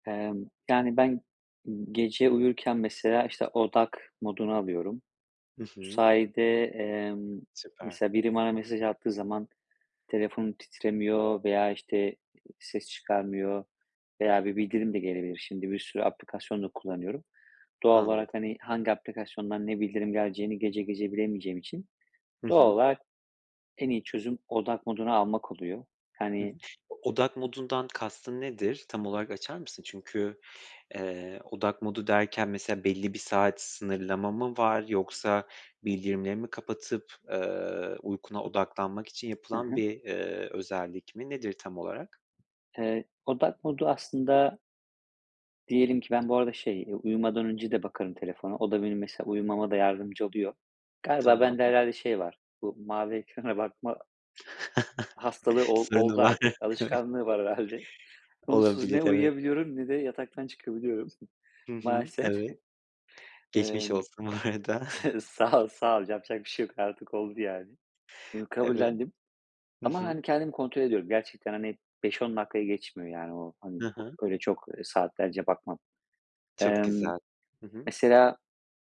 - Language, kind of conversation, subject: Turkish, podcast, Akıllı telefon hayatını kolaylaştırdı mı yoksa dağıttı mı?
- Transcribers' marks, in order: tapping; other background noise; chuckle; laughing while speaking: "Sorunu var. Evet"; laughing while speaking: "ekrana"; laughing while speaking: "herhâlde"; chuckle; laughing while speaking: "bu arada"; chuckle